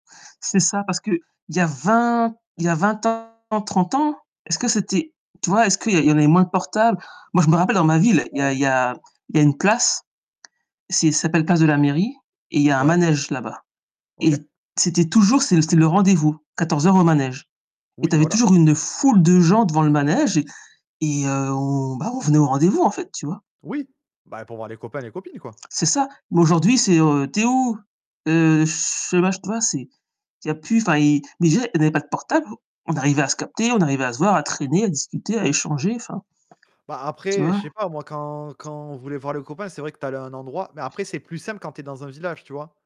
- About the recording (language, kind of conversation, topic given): French, unstructured, Seriez-vous prêt à renoncer à votre smartphone pour mener une vie plus simple ?
- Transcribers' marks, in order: distorted speech; stressed: "foule"; tapping; other background noise